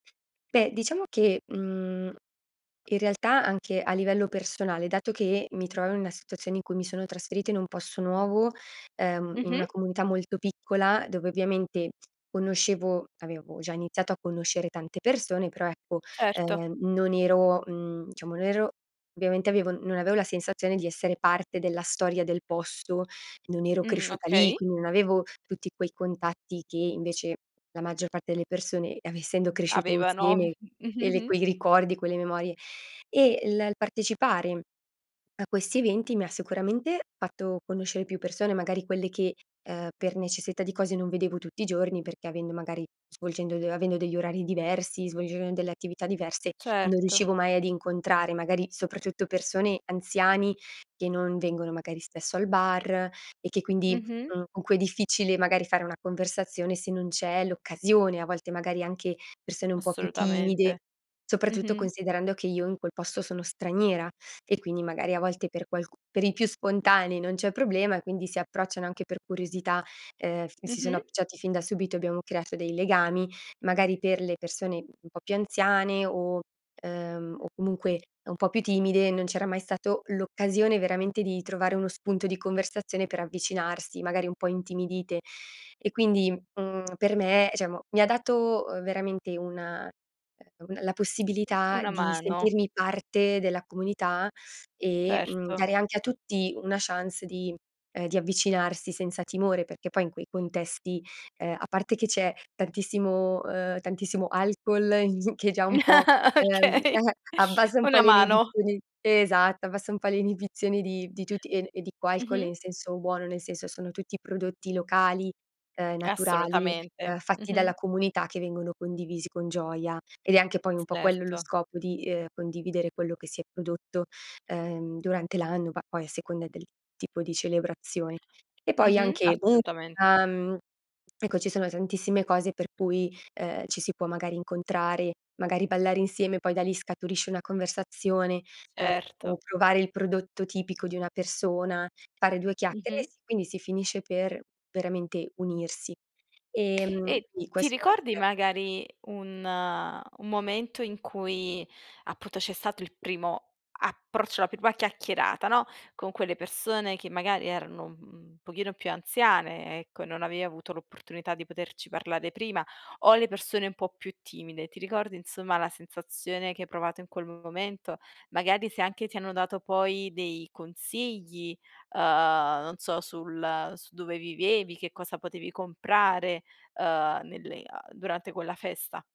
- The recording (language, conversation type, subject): Italian, podcast, Che ruolo hanno le feste locali nel tenere insieme le persone?
- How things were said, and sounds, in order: other background noise; tapping; "diciamo" said as "ciamo"; "diciamo" said as "ciamo"; in English: "chance"; laugh; laughing while speaking: "Okay"; chuckle; "musica" said as "muscan"; unintelligible speech